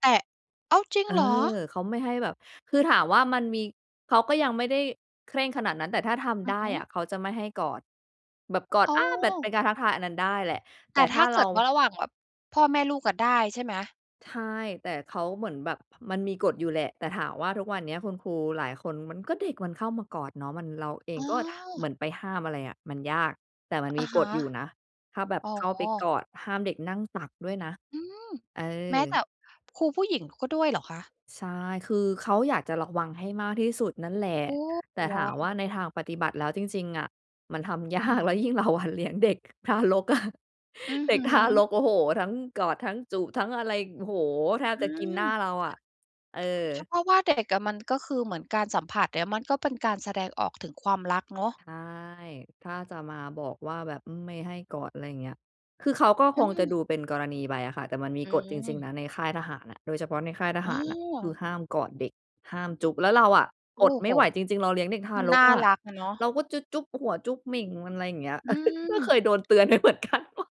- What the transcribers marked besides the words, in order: surprised: "อ้าว ! จริงเหรอ ?"; laughing while speaking: "ยากแล้วยิ่งเราอะเลี้ยงเด็กทารกอะ เด็กทารก"; other background noise; giggle; laughing while speaking: "ก็เคยโดนเตือนไปเหมือนกัน โอ้"; tapping
- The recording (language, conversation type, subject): Thai, podcast, การสื่อสารระหว่างพ่อแม่กับลูกเปลี่ยนไปอย่างไรในยุคนี้?